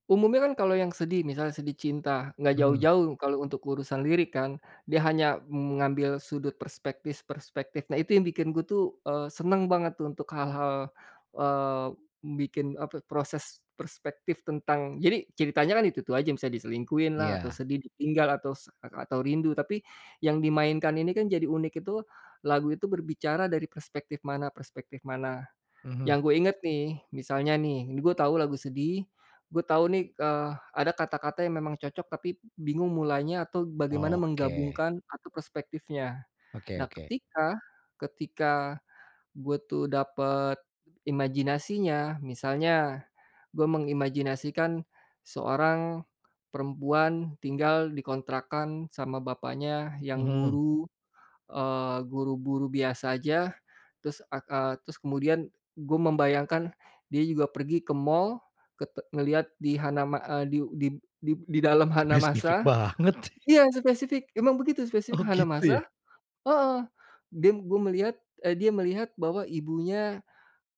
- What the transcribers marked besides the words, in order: laughing while speaking: "banget"; other noise
- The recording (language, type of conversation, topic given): Indonesian, podcast, Bagaimana cerita pribadi kamu memengaruhi karya yang kamu buat?